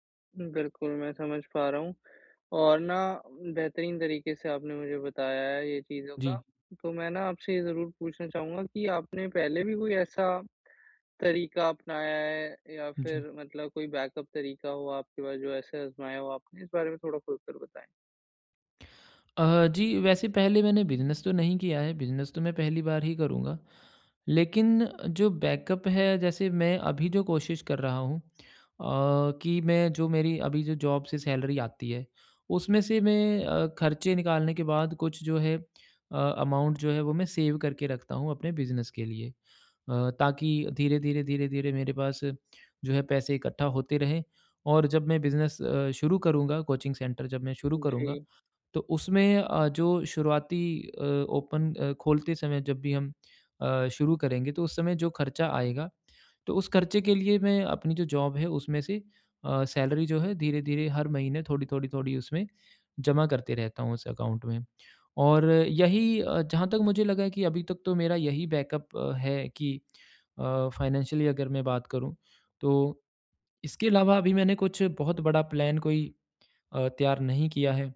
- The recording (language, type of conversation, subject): Hindi, advice, अप्रत्याशित बाधाओं के लिए मैं बैकअप योजना कैसे तैयार रख सकता/सकती हूँ?
- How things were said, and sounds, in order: in English: "बैकअप"; in English: "बिज़नेस"; in English: "बैकअप"; in English: "जॉब"; in English: "सैलरी"; in English: "अमाउंट"; in English: "सेव"; in English: "ओपन"; in English: "जॉब"; in English: "सैलरी"; in English: "अकाउंट"; in English: "बैकअप"; in English: "फ़ाइनेंशियली"; in English: "प्लान"